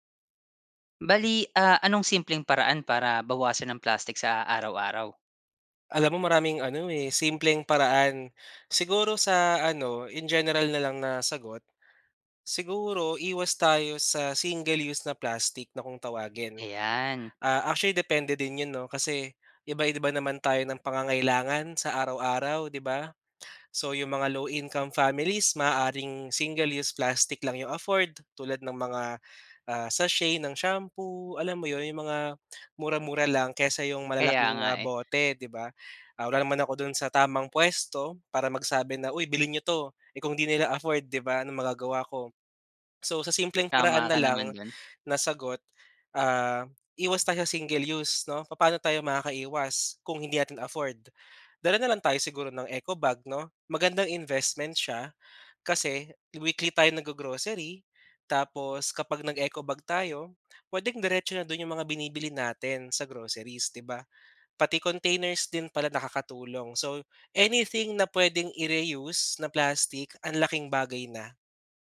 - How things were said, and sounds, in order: tapping; in English: "low-income families"; other background noise
- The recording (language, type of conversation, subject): Filipino, podcast, Ano ang simpleng paraan para bawasan ang paggamit ng plastik sa araw-araw?